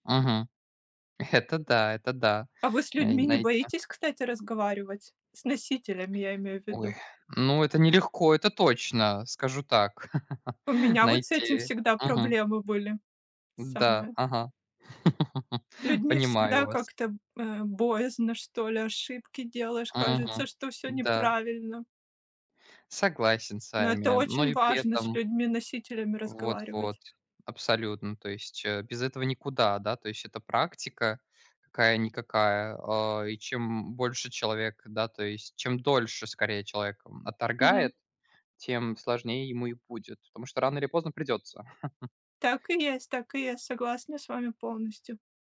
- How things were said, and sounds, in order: other background noise; giggle; giggle; tapping; chuckle
- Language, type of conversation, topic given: Russian, unstructured, Какие у тебя мечты на ближайшие пять лет?